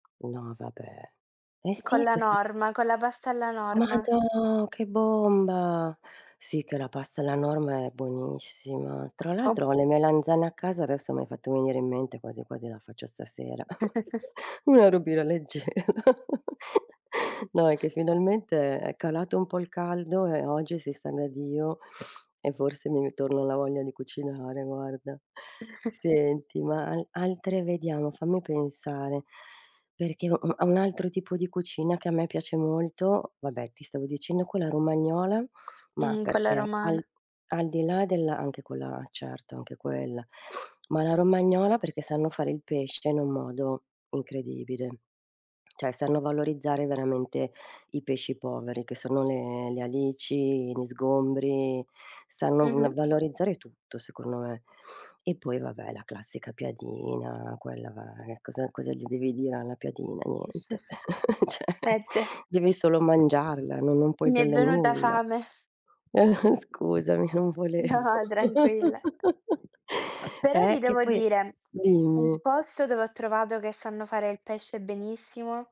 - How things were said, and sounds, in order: tapping; surprised: "No vabbè"; surprised: "madò che bomba!"; chuckle; giggle; other background noise; laughing while speaking: "leggera"; chuckle; chuckle; chuckle; chuckle; laughing while speaking: "ceh"; "Cioè" said as "ceh"; chuckle; laughing while speaking: "non volevo"; laugh
- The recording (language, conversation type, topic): Italian, unstructured, Cosa ne pensi delle cucine regionali italiane?